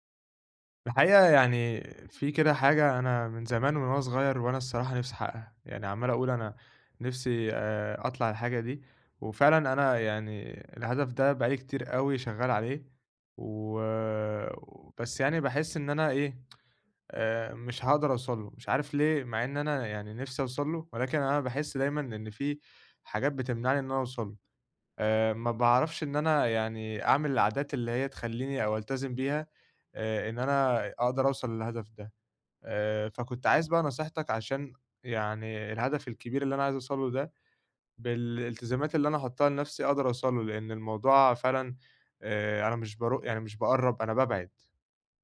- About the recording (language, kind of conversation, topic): Arabic, advice, ازاي أحوّل هدف كبير لعادات بسيطة أقدر ألتزم بيها كل يوم؟
- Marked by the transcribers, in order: tsk